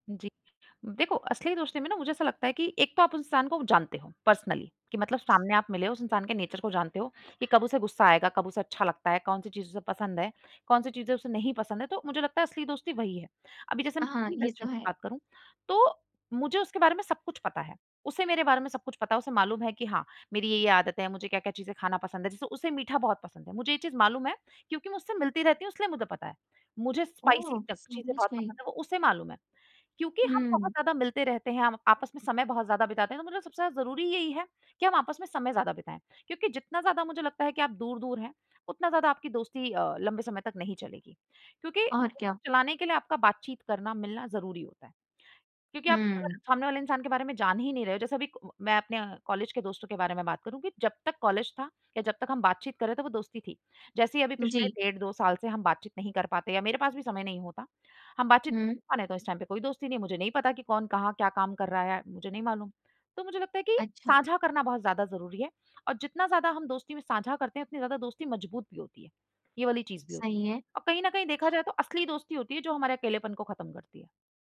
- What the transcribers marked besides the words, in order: in English: "पर्सनली"; in English: "नेचर"; in English: "बेस्ट फ़्रेंड"; in English: "स्पाइसी"; in English: "टाइम"
- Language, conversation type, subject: Hindi, podcast, ऑनलाइन दोस्तों और असली दोस्तों में क्या फर्क लगता है?